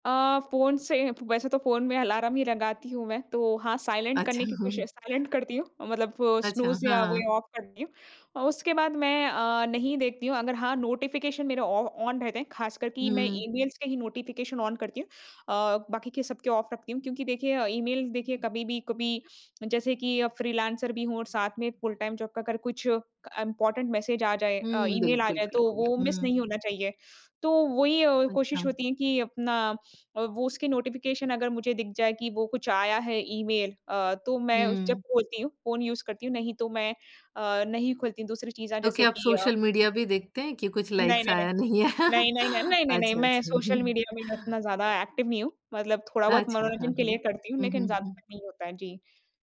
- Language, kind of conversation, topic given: Hindi, podcast, सुबह की दिनचर्या में आप सबसे ज़रूरी क्या मानते हैं?
- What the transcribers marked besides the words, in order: in English: "साइलेंट"; laughing while speaking: "हाँ"; in English: "साइलेंट"; in English: "ऑफ़"; in English: "नोटिफ़िकेशन"; in English: "ऑ ऑन"; in English: "ईमेल्स"; in English: "नोटिफ़िकेशन ऑन"; in English: "ऑफ़"; in English: "फुल टाइम जॉब"; in English: "इम्पोर्टेंट"; in English: "मिस"; in English: "नोटिफ़िकेशन"; in English: "यूज"; in English: "लाइक्स"; laughing while speaking: "नहीं आया"; in English: "एक्टिव"